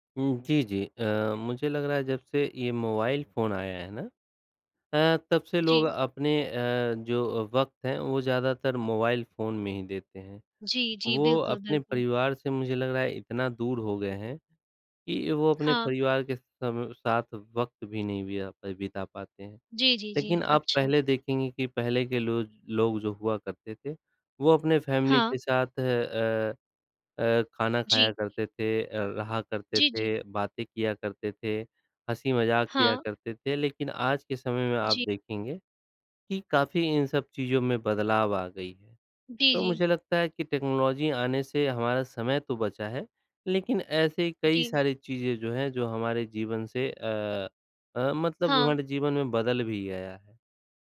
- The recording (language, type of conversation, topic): Hindi, unstructured, आपके जीवन में प्रौद्योगिकी ने क्या-क्या बदलाव किए हैं?
- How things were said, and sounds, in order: other background noise; in English: "फ़ेेमिली"; in English: "टेक्नोलॉजी"